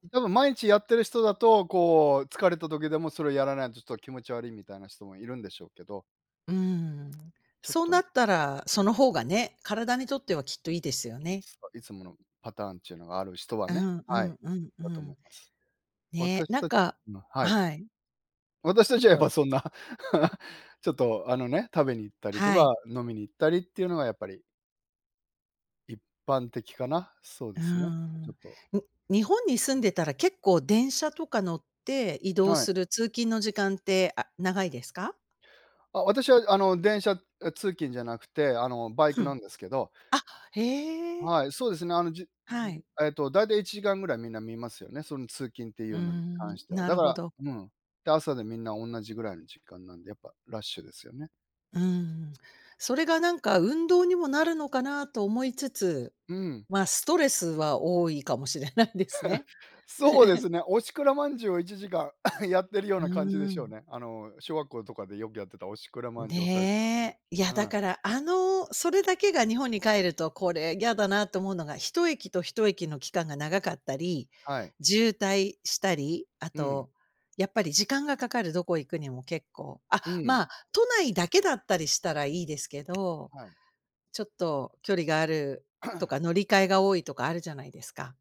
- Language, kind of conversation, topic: Japanese, unstructured, 疲れたときに元気を出すにはどうしたらいいですか？
- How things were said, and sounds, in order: other background noise; laughing while speaking: "やっぱそんな"; laugh; laughing while speaking: "しれないですね"; laugh; cough; other noise; throat clearing